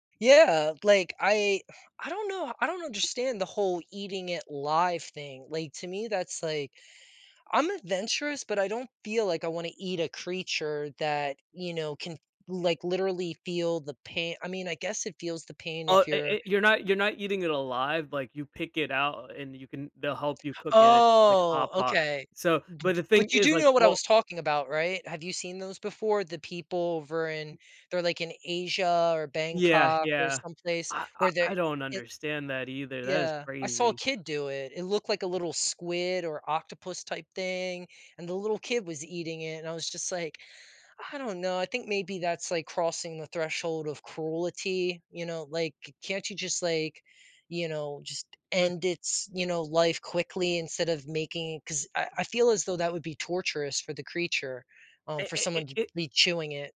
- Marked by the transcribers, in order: tapping; drawn out: "Oh"; other background noise
- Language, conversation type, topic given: English, unstructured, How can creators make online content that truly connects with people?